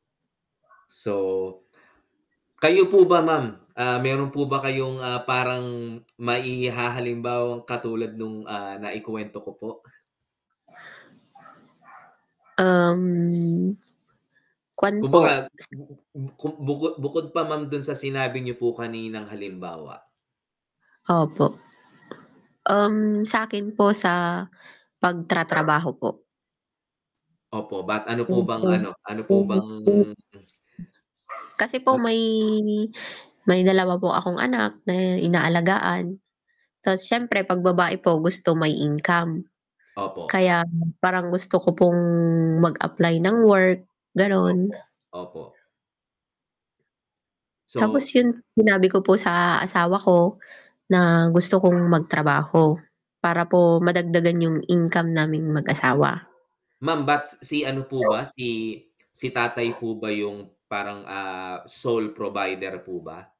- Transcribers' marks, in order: tapping; static; drawn out: "Uhm"; unintelligible speech; dog barking; unintelligible speech; in English: "sole provider"
- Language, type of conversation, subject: Filipino, unstructured, Paano mo sinusuportahan ang mga pangarap ng iyong kapareha?